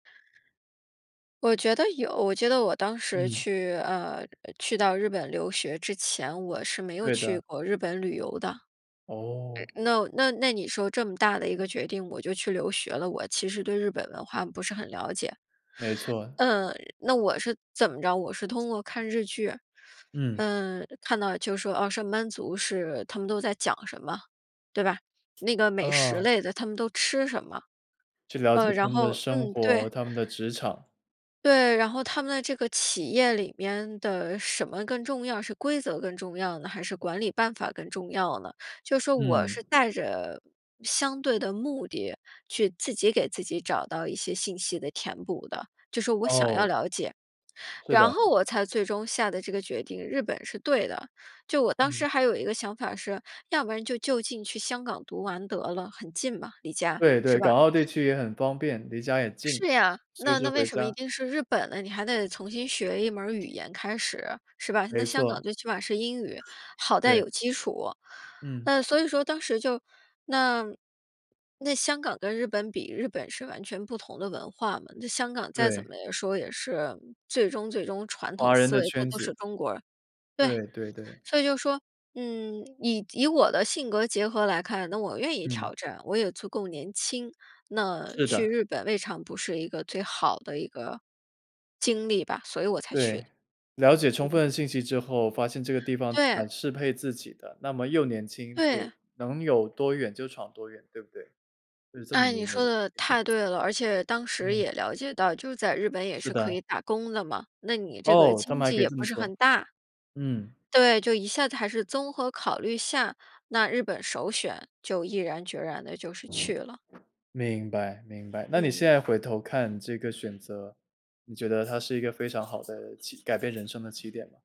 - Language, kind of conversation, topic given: Chinese, podcast, 你认为该如何找到自己的人生方向？
- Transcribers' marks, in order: other background noise